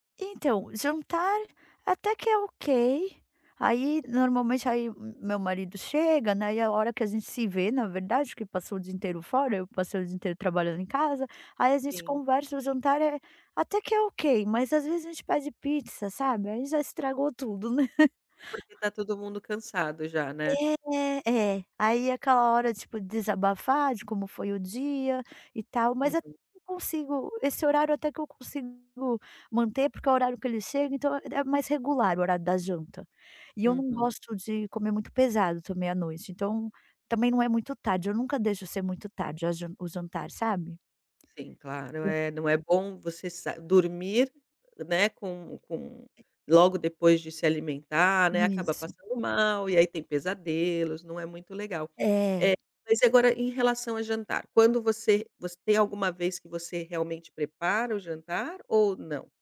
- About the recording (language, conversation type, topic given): Portuguese, advice, Como posso manter horários regulares para as refeições mesmo com pouco tempo?
- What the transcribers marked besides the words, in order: tapping; laughing while speaking: "né?"; unintelligible speech